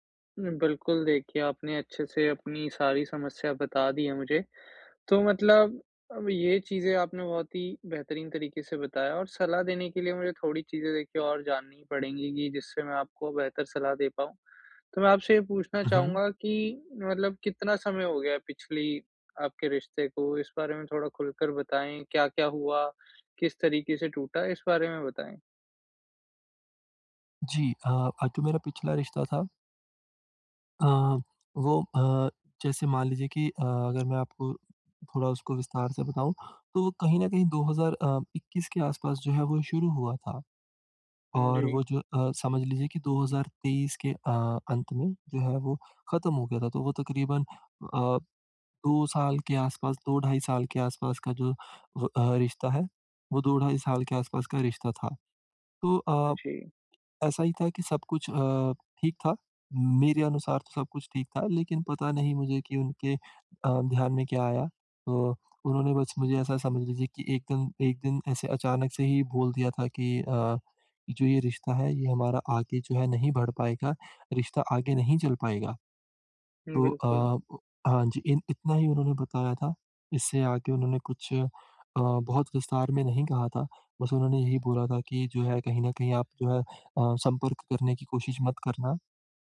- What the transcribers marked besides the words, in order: none
- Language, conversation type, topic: Hindi, advice, मैं भावनात्मक बोझ को संभालकर फिर से प्यार कैसे करूँ?